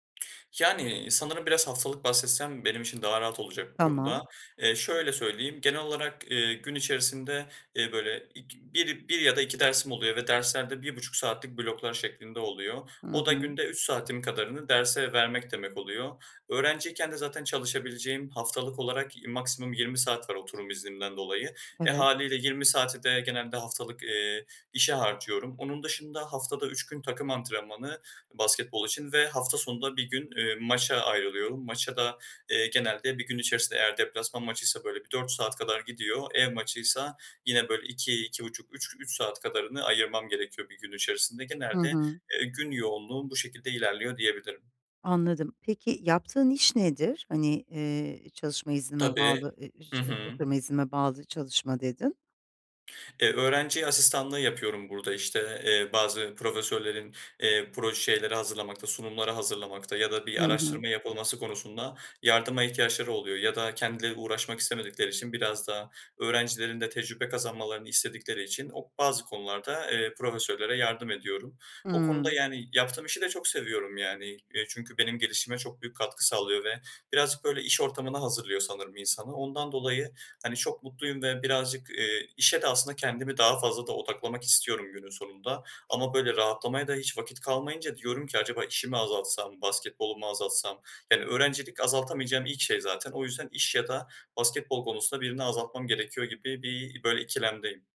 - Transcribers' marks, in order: tapping; other background noise
- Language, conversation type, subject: Turkish, advice, Gün içinde rahatlamak için nasıl zaman ayırıp sakinleşebilir ve kısa molalar verebilirim?